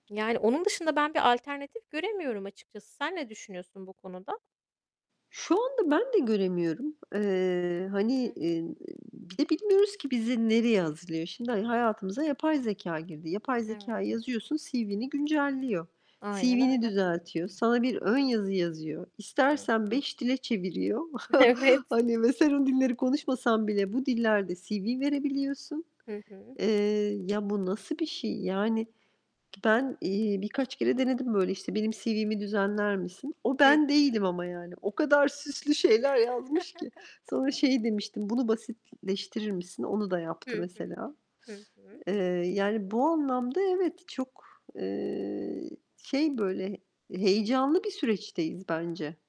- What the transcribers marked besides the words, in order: distorted speech; other background noise; static; laughing while speaking: "Evet"; chuckle; mechanical hum; chuckle
- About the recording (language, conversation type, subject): Turkish, unstructured, Yeni teknolojiler iş bulma şansını artırır mı?